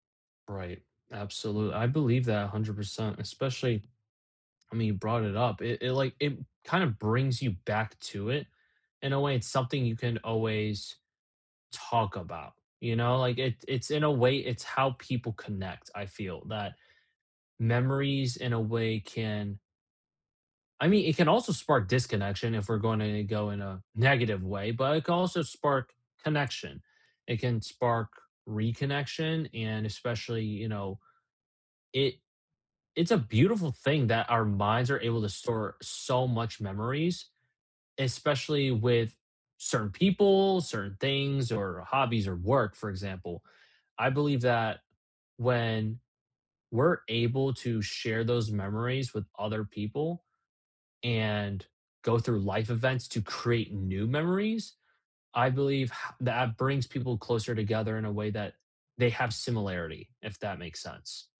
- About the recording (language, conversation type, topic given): English, unstructured, How do shared memories bring people closer together?
- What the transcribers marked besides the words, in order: none